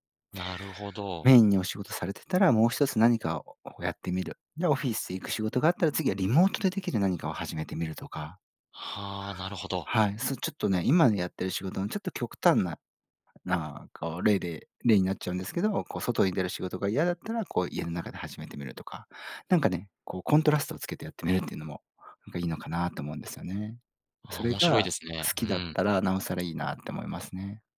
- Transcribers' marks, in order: none
- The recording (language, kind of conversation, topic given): Japanese, podcast, 好きなことを仕事にするコツはありますか？